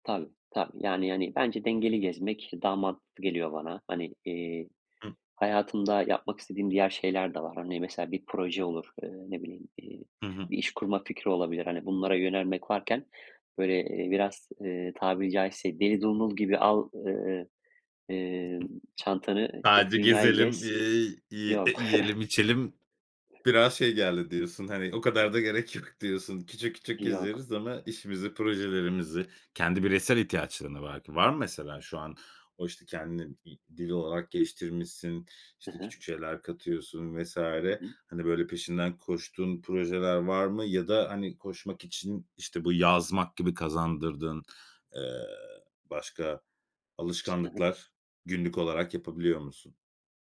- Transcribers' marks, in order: chuckle
- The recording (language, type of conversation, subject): Turkish, podcast, Kendini geliştirmek için hangi alışkanlıkları edindin?